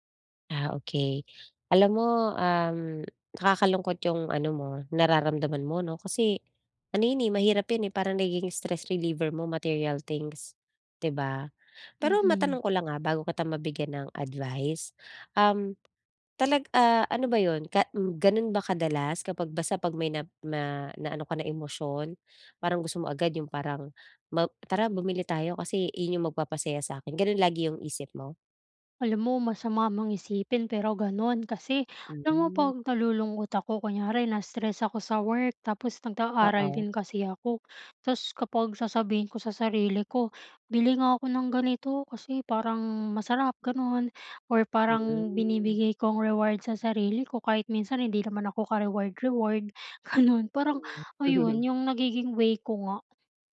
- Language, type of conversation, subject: Filipino, advice, Paano ako makakatipid nang hindi nawawala ang kasiyahan?
- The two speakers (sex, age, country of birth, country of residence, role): female, 20-24, Philippines, Philippines, user; female, 35-39, Philippines, Philippines, advisor
- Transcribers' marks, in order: laughing while speaking: "gano'n"; chuckle